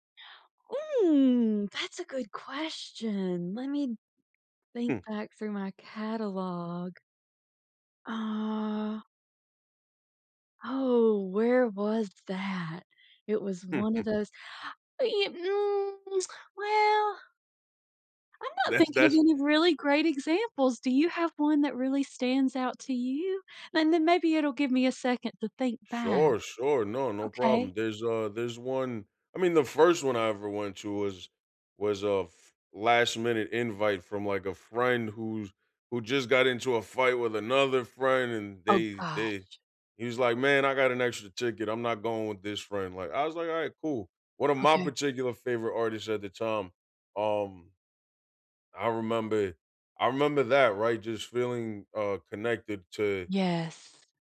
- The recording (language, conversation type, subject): English, unstructured, Should I pick a festival or club for a cheap solo weekend?
- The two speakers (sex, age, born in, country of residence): female, 40-44, United States, United States; male, 35-39, United States, United States
- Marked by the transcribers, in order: gasp; tapping; anticipating: "Oh, where was that?"; chuckle; other background noise; gasp; tsk; laughing while speaking: "That's, that's"; drawn out: "Yes"